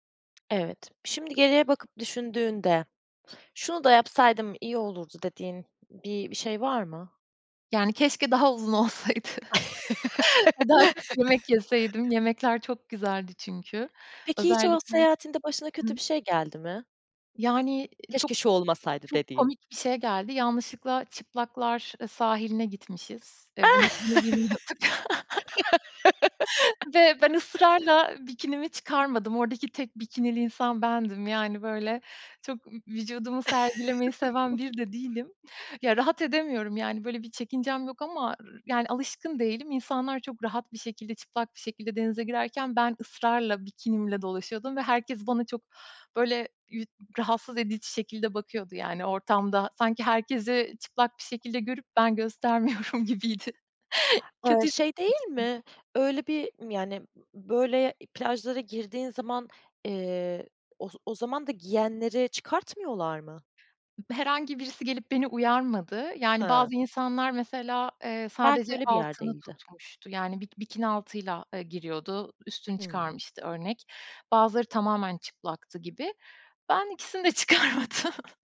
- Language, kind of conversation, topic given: Turkish, podcast, En unutulmaz seyahatini nasıl geçirdin, biraz anlatır mısın?
- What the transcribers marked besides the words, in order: other background noise; laugh; laughing while speaking: "olsaydı"; laugh; tapping; chuckle; chuckle; laughing while speaking: "çıkarmadım"